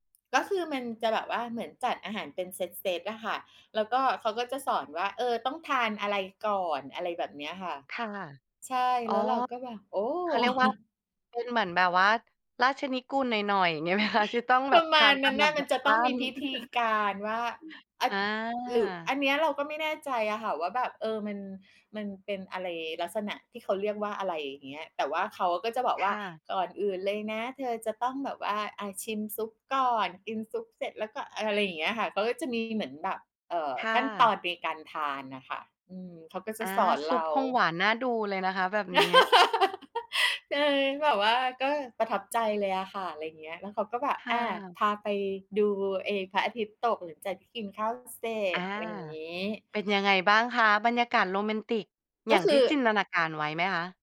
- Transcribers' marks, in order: chuckle; chuckle; tapping; laugh; other background noise
- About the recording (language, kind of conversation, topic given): Thai, podcast, การออกทริปคนเดียวครั้งแรกของคุณเป็นอย่างไรบ้าง?